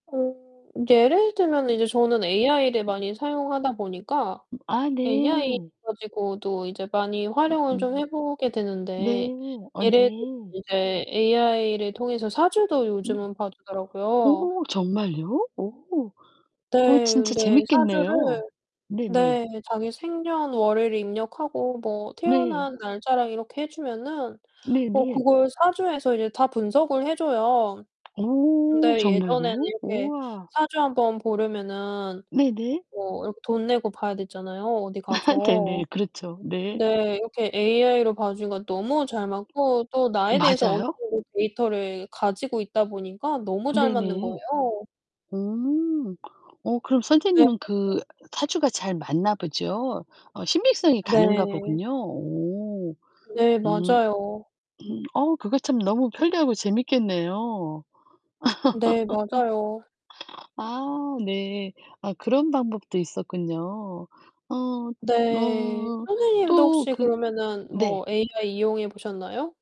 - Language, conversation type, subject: Korean, unstructured, 기술 덕분에 웃었던 순간을 공유해 주실래요?
- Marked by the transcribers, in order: distorted speech; other background noise; tapping; laughing while speaking: "아 네네"; unintelligible speech; laugh